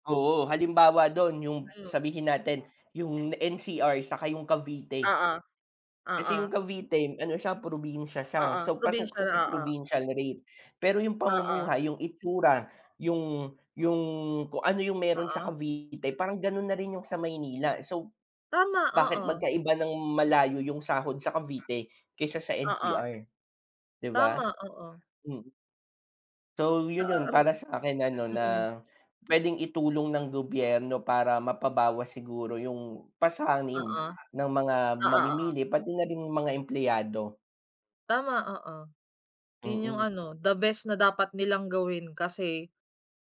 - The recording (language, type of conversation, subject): Filipino, unstructured, Ano ang opinyon mo tungkol sa pagtaas ng presyo ng mga bilihin?
- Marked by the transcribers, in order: background speech; tapping; other background noise